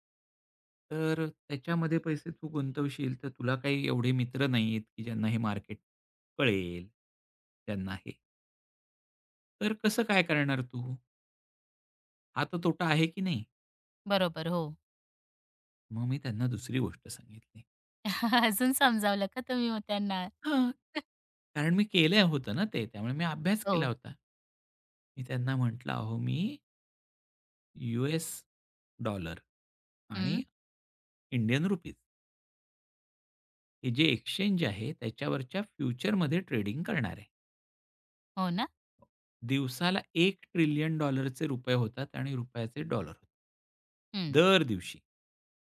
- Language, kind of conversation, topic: Marathi, podcast, इतरांचं ऐकूनही ठाम कसं राहता?
- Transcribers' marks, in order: chuckle; chuckle; in English: "डॉलर"; in English: "इंडियन रूपीज"; in English: "ट्रेडिंग"; tapping; in English: "एक ट्रिलियन डॉलर चे"